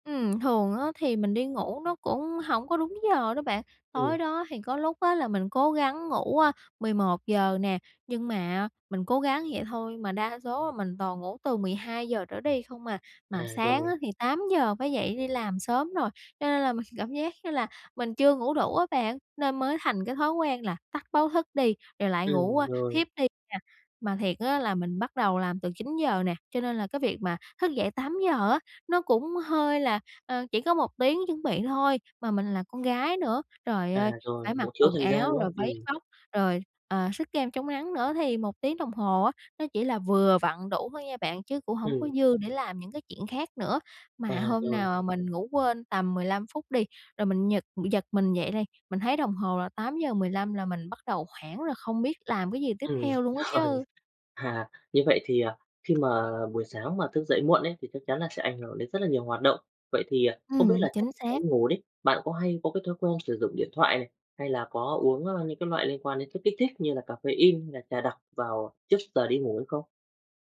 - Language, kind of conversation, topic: Vietnamese, advice, Làm sao để thức dậy đúng giờ và sắp xếp buổi sáng hiệu quả hơn?
- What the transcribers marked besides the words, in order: tapping; other background noise; "giật" said as "nhật"; laughing while speaking: "rồi"